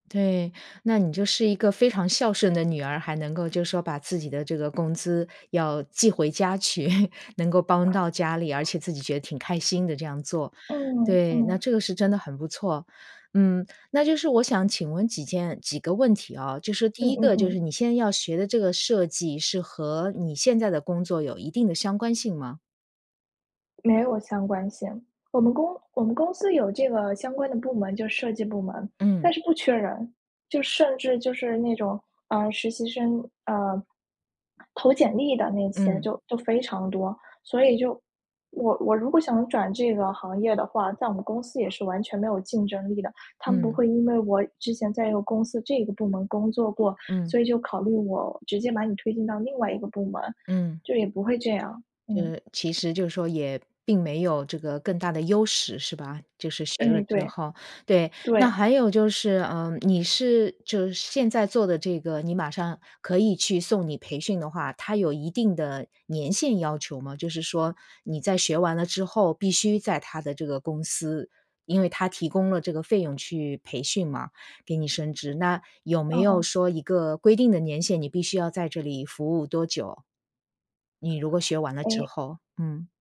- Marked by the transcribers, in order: laugh; other background noise
- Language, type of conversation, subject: Chinese, advice, 我该如何决定是回校进修还是参加新的培训？